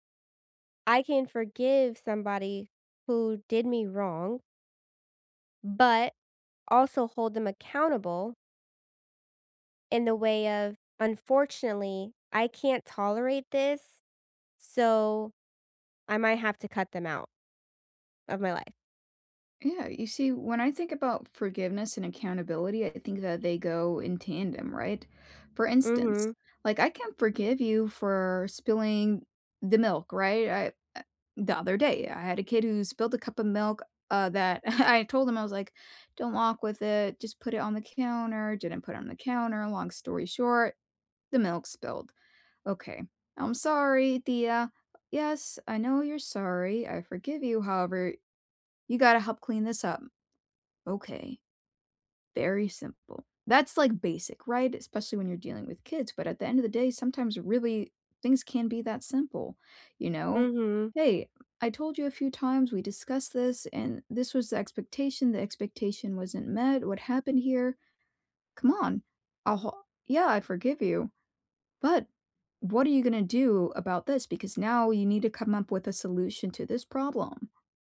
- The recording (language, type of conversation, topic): English, unstructured, How do you know when to forgive and when to hold someone accountable?
- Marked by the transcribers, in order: other background noise; chuckle